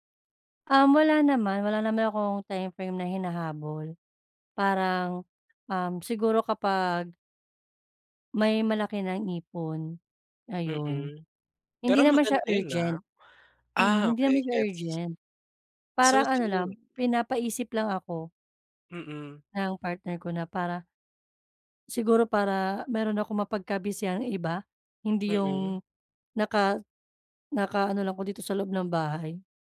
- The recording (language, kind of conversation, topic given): Filipino, advice, Paano ko mapapasimple ang proseso ng pagpili kapag maraming pagpipilian?
- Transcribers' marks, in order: none